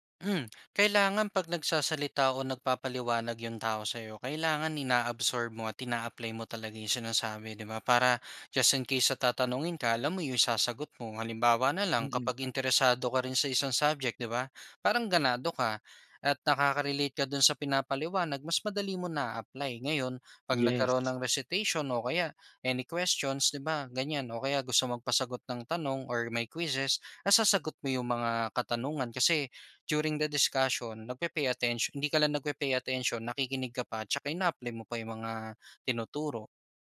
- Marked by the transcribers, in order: tongue click; in English: "during the discussion"
- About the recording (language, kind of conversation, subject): Filipino, podcast, Paano ka nakikinig para maintindihan ang kausap, at hindi lang para makasagot?